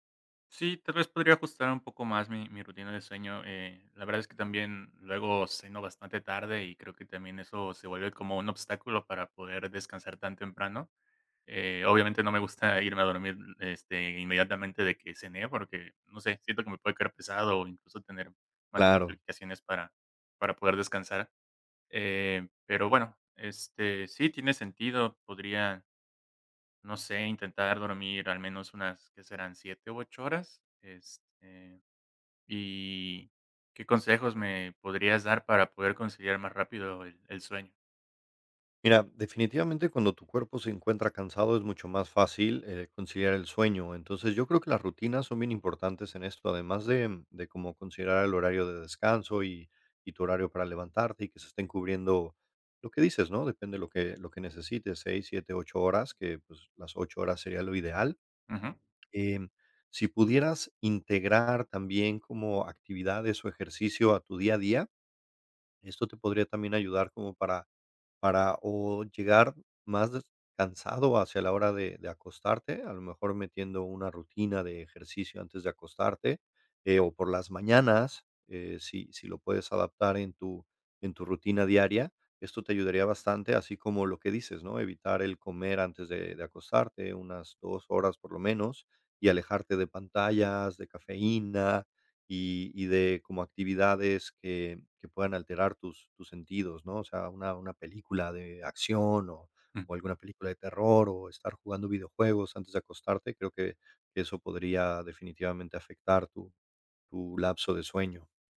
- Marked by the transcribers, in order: none
- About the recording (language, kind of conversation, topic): Spanish, advice, ¿Cómo describirías tu insomnio ocasional por estrés o por pensamientos que no paran?